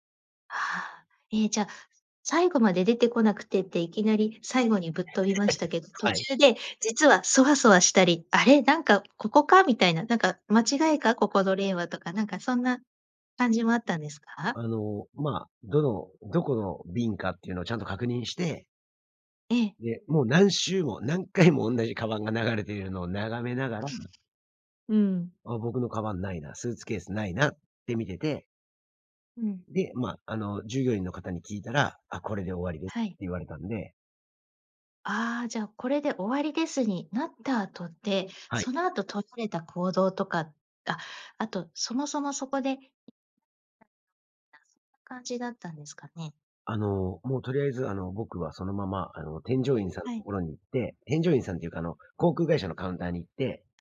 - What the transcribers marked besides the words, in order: laugh; other background noise; unintelligible speech
- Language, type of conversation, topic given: Japanese, podcast, 荷物が届かなかったとき、どう対応しましたか？